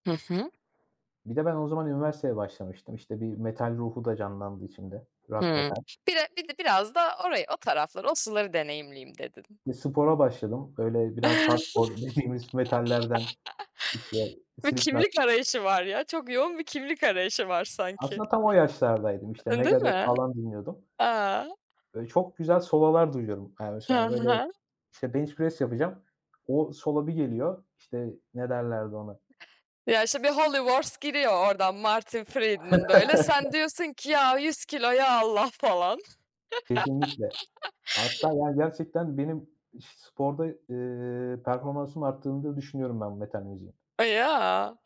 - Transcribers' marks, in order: other background noise; laugh; in English: "hardcore"; laughing while speaking: "dediğimiz"; tapping; in English: "bench press"; chuckle; laugh
- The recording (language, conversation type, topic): Turkish, podcast, Müziğe ilgi duymaya nasıl başladın?